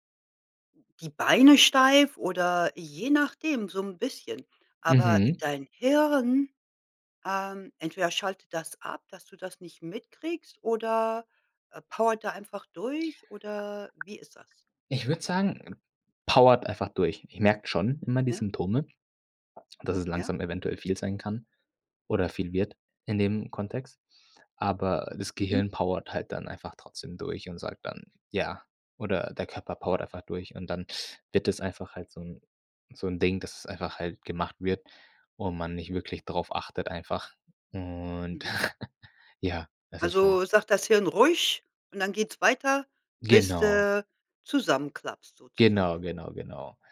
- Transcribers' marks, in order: other background noise; tapping; chuckle
- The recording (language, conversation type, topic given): German, podcast, Wie gönnst du dir eine Pause ohne Schuldgefühle?